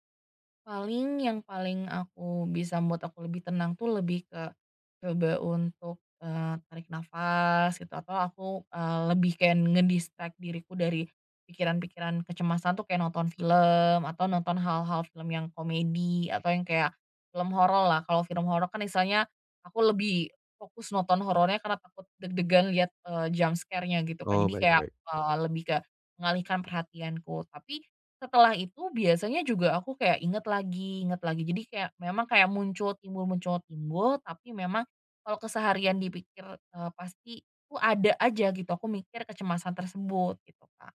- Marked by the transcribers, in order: in English: "nge-distract"; in English: "jumpscare-nya"
- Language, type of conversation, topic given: Indonesian, advice, Bagaimana cara mengelola kecemasan saat menjalani masa transisi dan menghadapi banyak ketidakpastian?